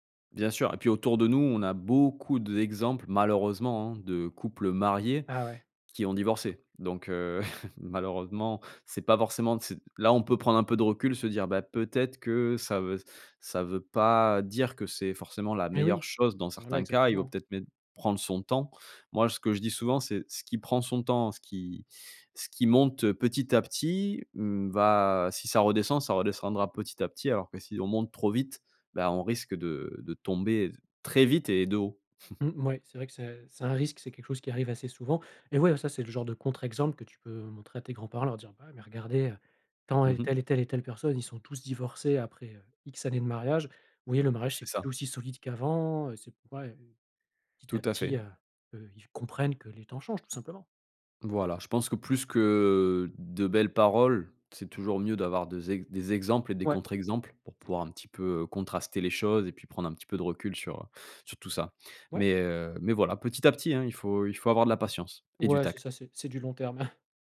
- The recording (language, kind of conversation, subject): French, advice, Quelle pression ta famille exerce-t-elle pour que tu te maries ou que tu officialises ta relation ?
- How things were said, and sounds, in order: stressed: "beaucoup"; chuckle; stressed: "très vite"; chuckle; chuckle